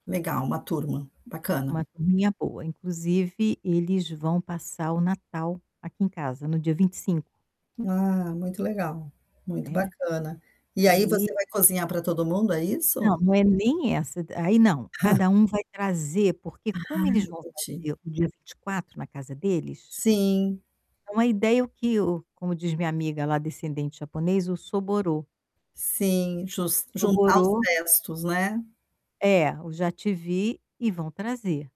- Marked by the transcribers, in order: static; distorted speech; chuckle; in Japanese: "soborō"; in Japanese: "soborō"
- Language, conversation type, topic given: Portuguese, advice, Como posso cozinhar para outras pessoas com mais confiança?